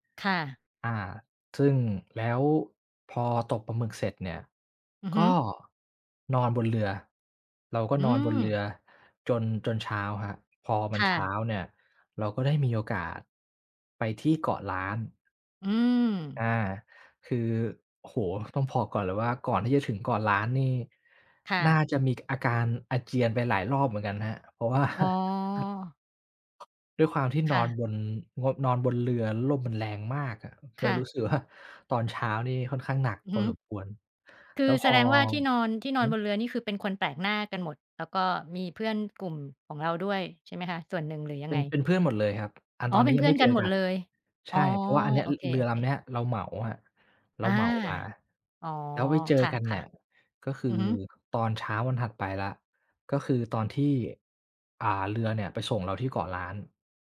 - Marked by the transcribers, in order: chuckle; tapping
- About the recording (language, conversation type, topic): Thai, podcast, เล่าเรื่องคนแปลกหน้าที่กลายเป็นเพื่อนระหว่างทางได้ไหม